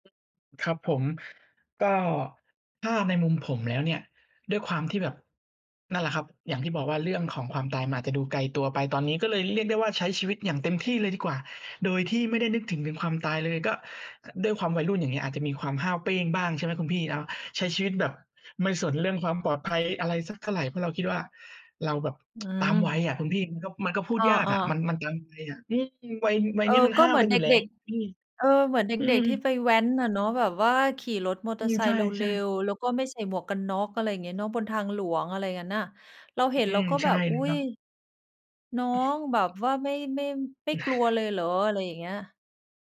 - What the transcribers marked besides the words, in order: tapping; tsk
- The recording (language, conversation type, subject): Thai, unstructured, คุณคิดว่าการยอมรับความตายช่วยให้เราใช้ชีวิตได้ดีขึ้นไหม?